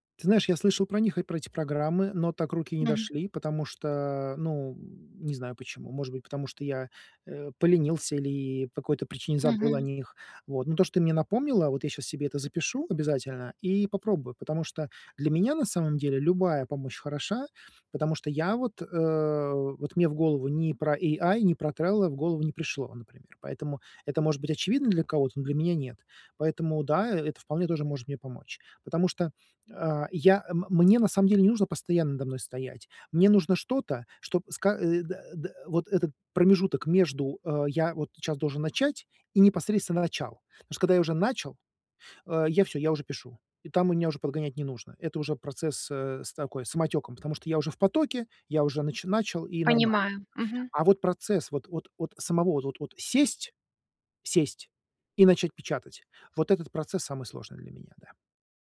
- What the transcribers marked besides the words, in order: tapping; in English: "AI"
- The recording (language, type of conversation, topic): Russian, advice, Как мне лучше управлять временем и расставлять приоритеты?